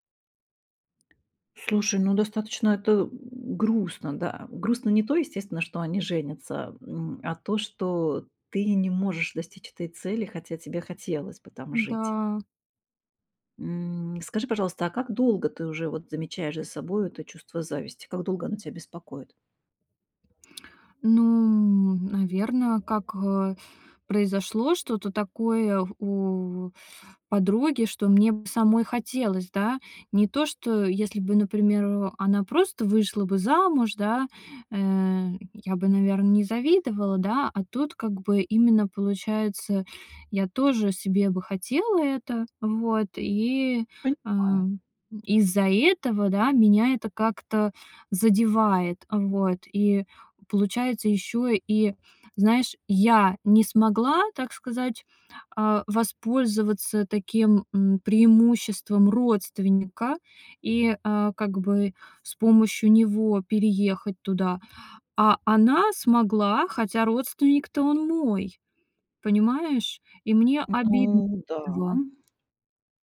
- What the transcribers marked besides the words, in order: tapping
- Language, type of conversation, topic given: Russian, advice, Почему я завидую успехам друга в карьере или личной жизни?